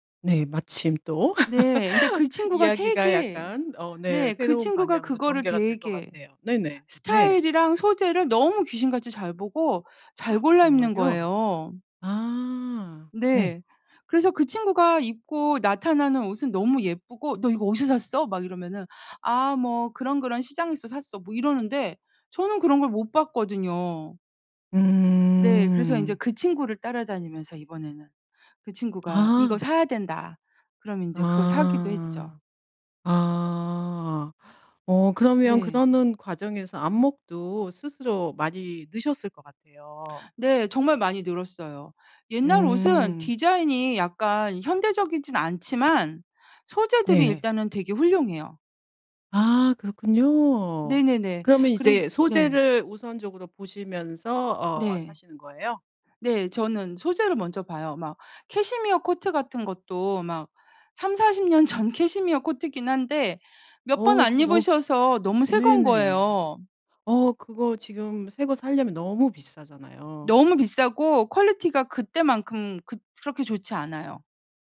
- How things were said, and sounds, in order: laugh; gasp; other background noise
- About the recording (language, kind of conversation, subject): Korean, podcast, 중고 옷이나 빈티지 옷을 즐겨 입으시나요? 그 이유는 무엇인가요?